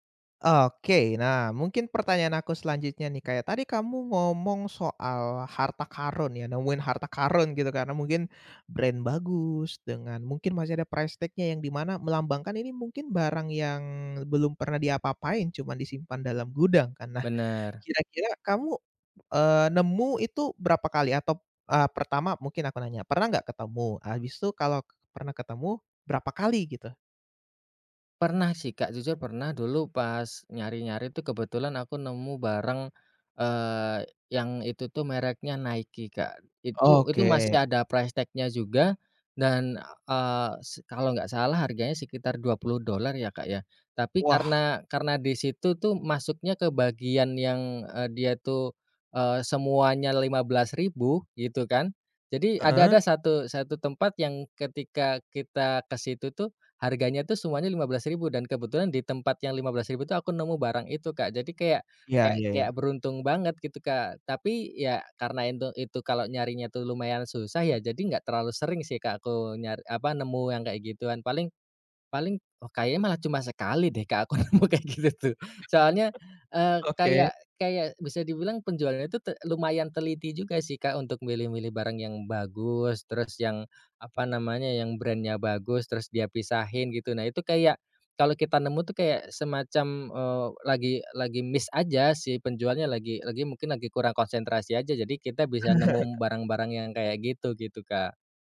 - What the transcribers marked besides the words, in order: in English: "brand"; in English: "price tag-nya"; in English: "price tag-nya"; laughing while speaking: "aku nemu kayak gitu tuh"; laugh; in English: "brand-nya"; in English: "missed"; laugh
- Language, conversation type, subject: Indonesian, podcast, Apa kamu pernah membeli atau memakai barang bekas, dan bagaimana pengalamanmu saat berbelanja barang bekas?
- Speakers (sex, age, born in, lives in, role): male, 20-24, Indonesia, Indonesia, host; male, 30-34, Indonesia, Indonesia, guest